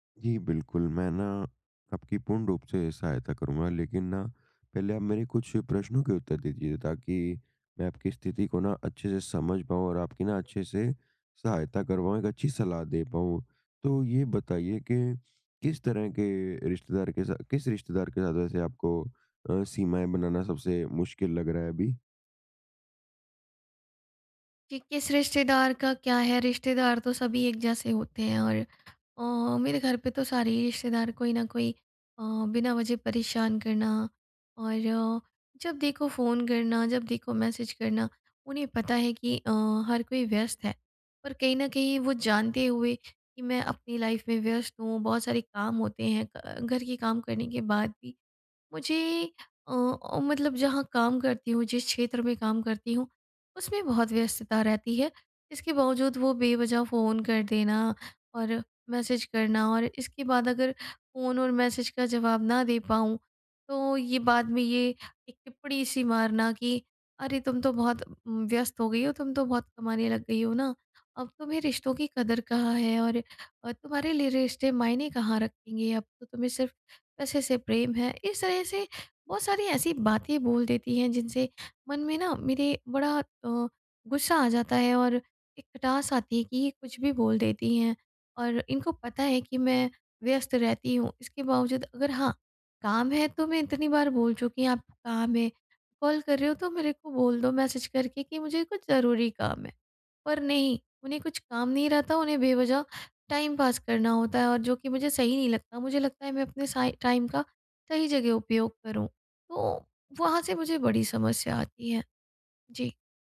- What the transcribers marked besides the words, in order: tapping; in English: "मैसेज"; in English: "लाइफ"; in English: "मैसेज"; in English: "मैसेज"; in English: "मैसेज"; in English: "टाइम पास"; in English: "टाइम"
- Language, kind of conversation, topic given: Hindi, advice, परिवार में स्वस्थ सीमाएँ कैसे तय करूँ और बनाए रखूँ?